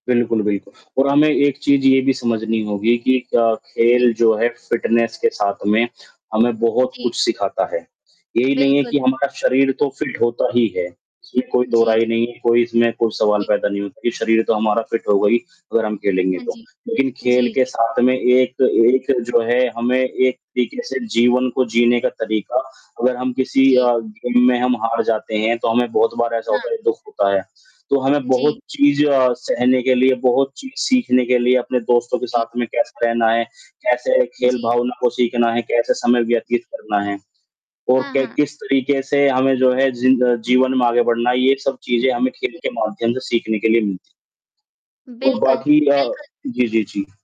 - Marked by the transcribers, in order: static; distorted speech; in English: "फिटनेस"; in English: "फिट"; in English: "फिट"; in English: "गेम"
- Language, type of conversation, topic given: Hindi, unstructured, खेलों का हमारे जीवन में क्या महत्व है?